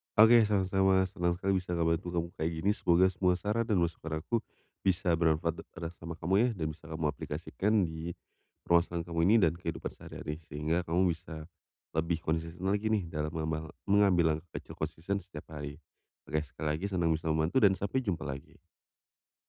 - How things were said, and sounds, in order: none
- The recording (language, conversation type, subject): Indonesian, advice, Bagaimana cara memulai dengan langkah kecil setiap hari agar bisa konsisten?